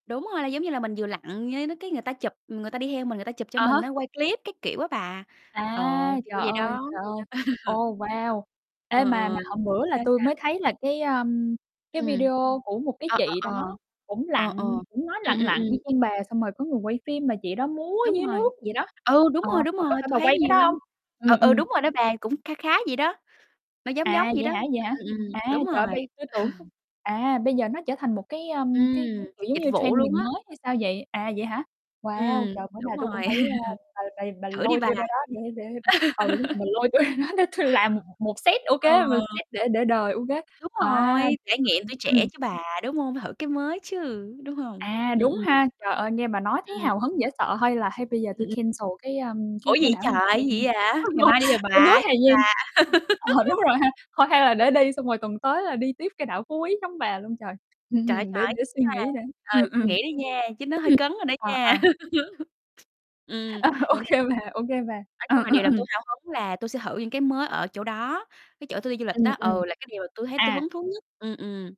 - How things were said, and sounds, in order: static; other background noise; chuckle; distorted speech; chuckle; tapping; in English: "trendy"; chuckle; laugh; laughing while speaking: "tui ra đó"; in English: "set"; in English: "set"; in English: "cancel"; laughing while speaking: "á lộn"; laugh; unintelligible speech; laugh; laughing while speaking: "Ờ, ô kê"
- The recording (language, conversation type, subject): Vietnamese, unstructured, Điều gì khiến bạn cảm thấy hứng thú khi đi du lịch?